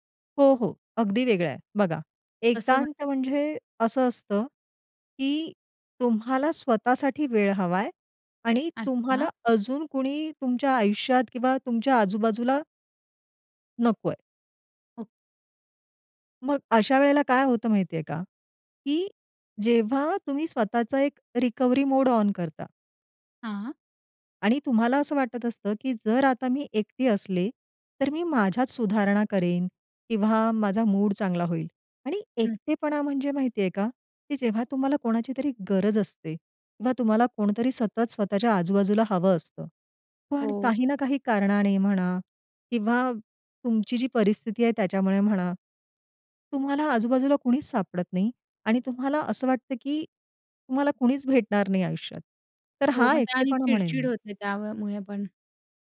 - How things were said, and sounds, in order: in English: "रिकव्हरी मोड ऑन"; tapping
- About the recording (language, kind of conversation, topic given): Marathi, podcast, कधी एकांत गरजेचा असतो असं तुला का वाटतं?